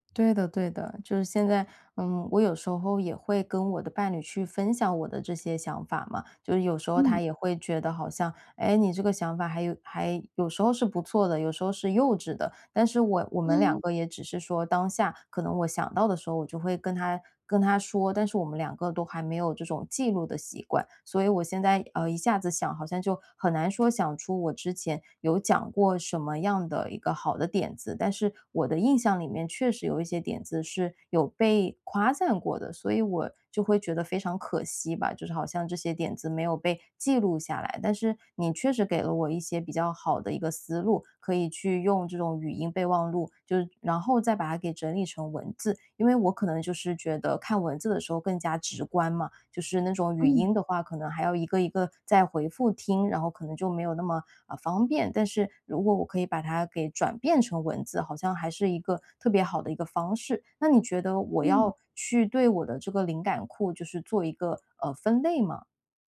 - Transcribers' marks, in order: tapping; other background noise
- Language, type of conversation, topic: Chinese, advice, 你怎样才能养成定期收集灵感的习惯？